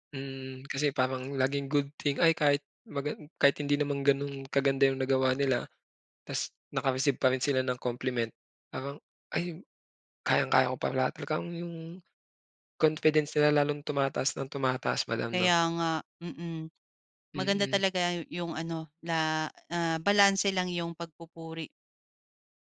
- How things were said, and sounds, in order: tongue click; other background noise; in English: "compliment"; tapping
- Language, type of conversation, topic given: Filipino, podcast, Ano ang papel ng pamilya sa paghubog ng isang estudyante, para sa iyo?